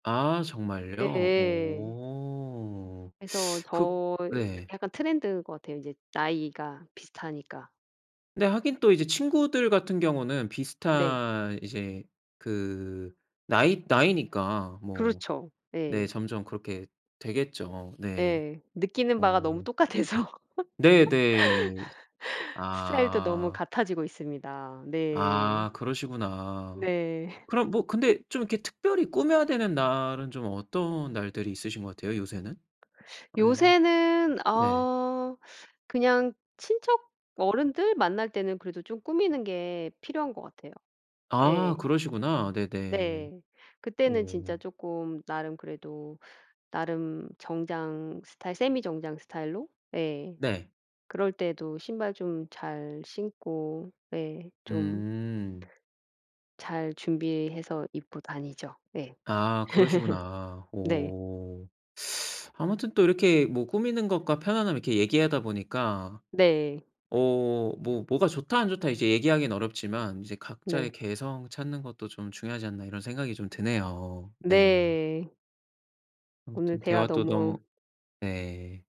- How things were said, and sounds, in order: teeth sucking; in English: "trend"; other background noise; laughing while speaking: "똑같아서"; laugh; laugh; tapping; laugh; teeth sucking
- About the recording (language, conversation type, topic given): Korean, podcast, 꾸밀 때와 편안함 사이에서 어떻게 균형을 잡으시나요?